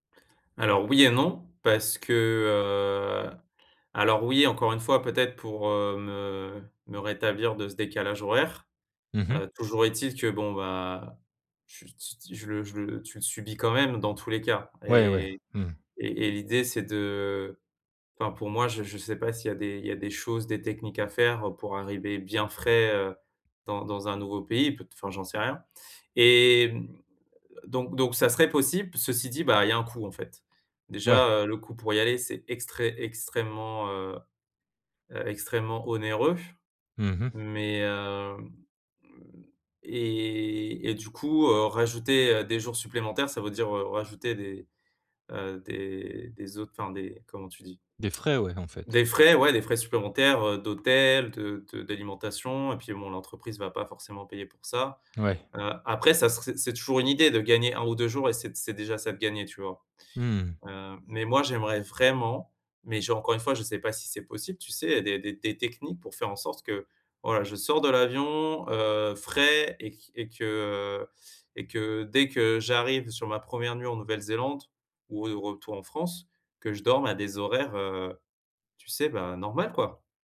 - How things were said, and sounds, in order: tapping; tongue click; stressed: "vraiment"; stressed: "frais"
- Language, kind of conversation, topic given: French, advice, Comment vivez-vous le décalage horaire après un long voyage ?